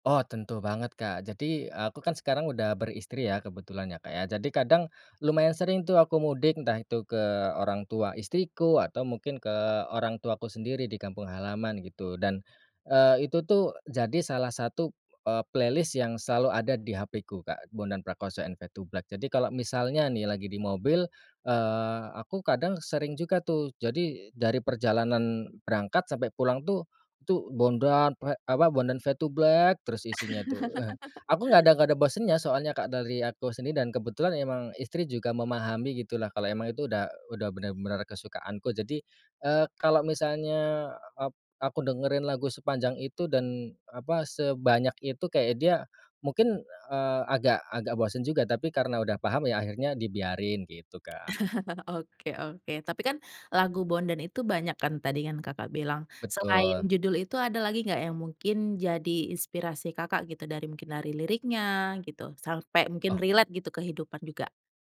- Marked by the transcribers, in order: tapping; in English: "playlist"; chuckle; other background noise; chuckle; in English: "relate"
- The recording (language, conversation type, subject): Indonesian, podcast, Bagaimana sebuah lagu bisa menjadi pengiring kisah hidupmu?
- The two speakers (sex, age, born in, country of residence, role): female, 30-34, Indonesia, Indonesia, host; male, 30-34, Indonesia, Indonesia, guest